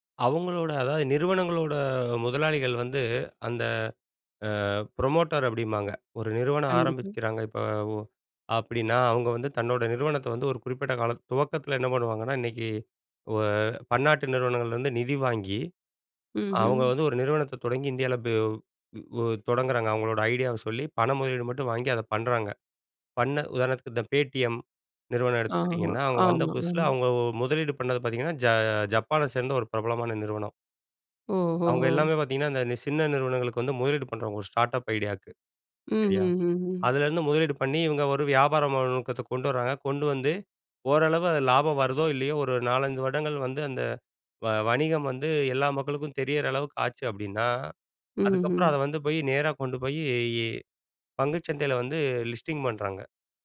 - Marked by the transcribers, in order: in English: "ப்ரமோட்டர்"; unintelligible speech; in English: "ஸ்டார்டப்"; in English: "லிஸ்டிங்"
- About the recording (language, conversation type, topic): Tamil, podcast, பணம் சம்பாதிப்பதில் குறுகிய கால இலாபத்தையும் நீண்டகால நிலையான வருமானத்தையும் நீங்கள் எப்படி தேர்வு செய்கிறீர்கள்?